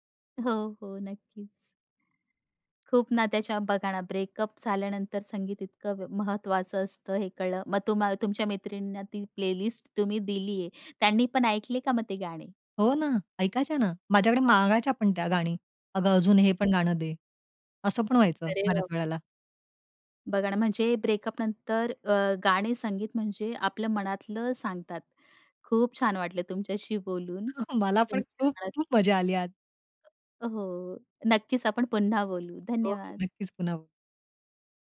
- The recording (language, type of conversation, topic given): Marathi, podcast, ब्रेकअपनंतर संगीत ऐकण्याच्या तुमच्या सवयींमध्ये किती आणि कसा बदल झाला?
- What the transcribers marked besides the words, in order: in English: "ब्रेकअप"; in English: "प्लेलिस्ट"; other noise; in English: "ब्रेकअपनंतर"; laughing while speaking: "मला पण खूप-खूप मजा आली आज"; tapping